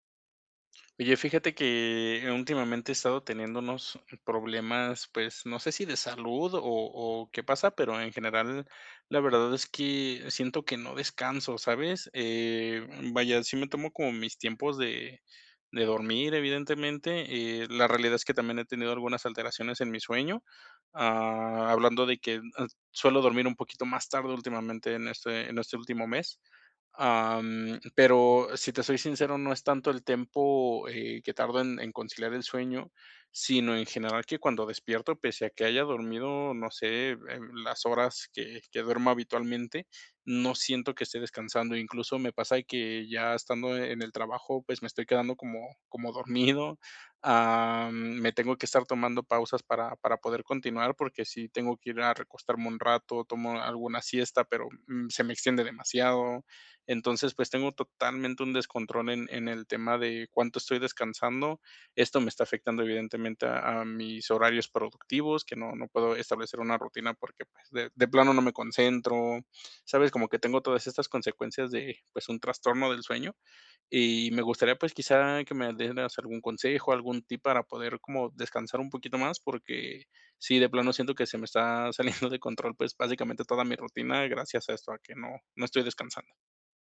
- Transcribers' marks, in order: tapping; laughing while speaking: "saliendo"
- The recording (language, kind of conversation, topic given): Spanish, advice, ¿Por qué, aunque he descansado, sigo sin energía?